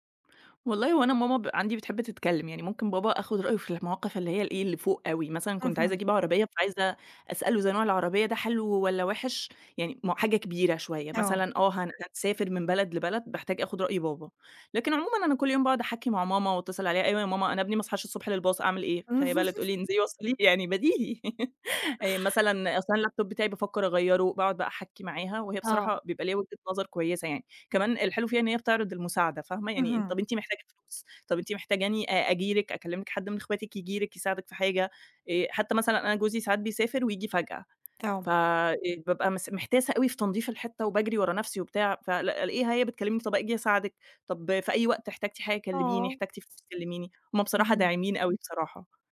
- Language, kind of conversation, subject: Arabic, podcast, قد إيه بتأثر بآراء أهلك في قراراتك؟
- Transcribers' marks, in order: laugh; laugh; unintelligible speech; tapping